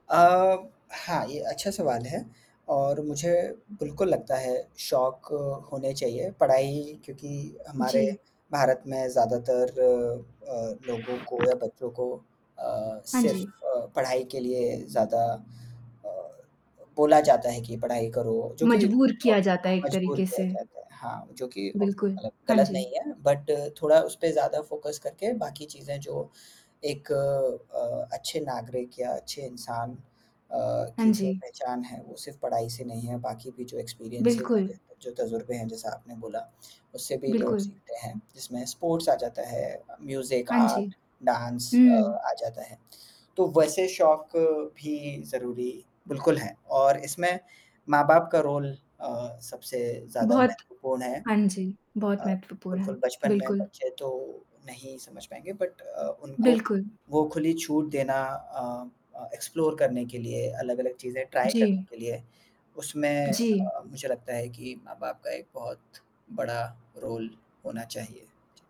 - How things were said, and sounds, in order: static; other background noise; horn; unintelligible speech; unintelligible speech; in English: "बट"; in English: "फ़ोकस"; in English: "एक्सपीरियंसेस"; in English: "स्पोर्ट्स"; in English: "म्यूज़िक, आर्ट, डाँस"; in English: "रोल"; distorted speech; tapping; in English: "बट"; in English: "एक्सप्लोर"; in English: "ट्राई"; in English: "रोल"
- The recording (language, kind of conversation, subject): Hindi, unstructured, किस शौक ने आपके जीवन में सबसे बड़ा बदलाव लाया है?
- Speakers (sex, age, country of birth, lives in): female, 25-29, India, France; male, 30-34, India, India